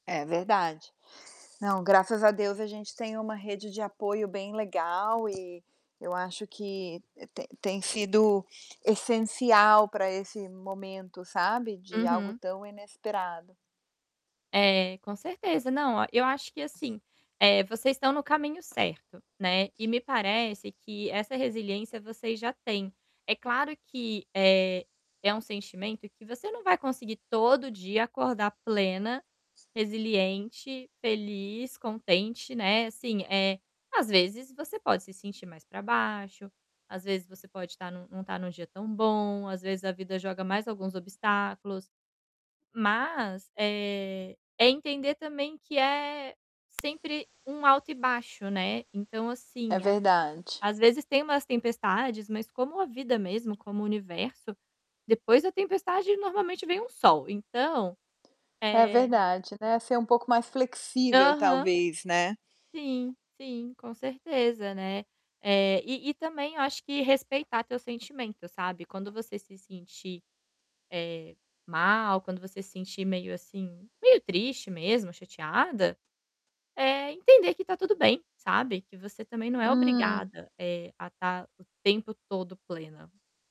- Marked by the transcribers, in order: distorted speech; tapping; other background noise; static
- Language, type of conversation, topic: Portuguese, advice, Como posso construir resiliência quando algo inesperado me derruba e eu me sinto sem rumo?